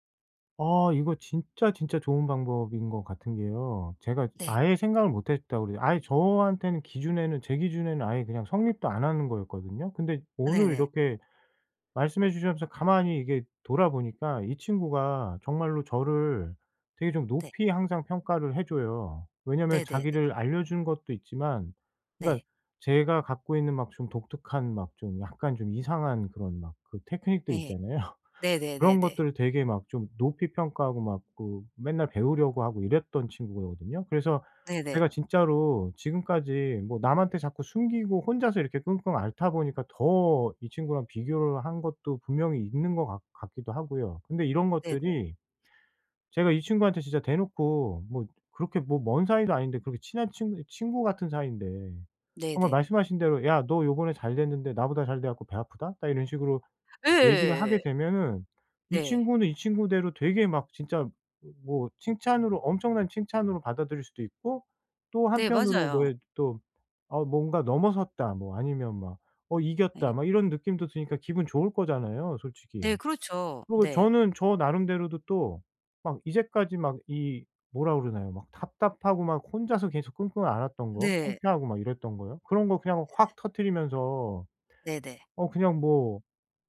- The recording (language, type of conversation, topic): Korean, advice, 친구가 잘될 때 질투심이 드는 저는 어떻게 하면 좋을까요?
- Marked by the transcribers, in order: other background noise; tapping; laughing while speaking: "있잖아요"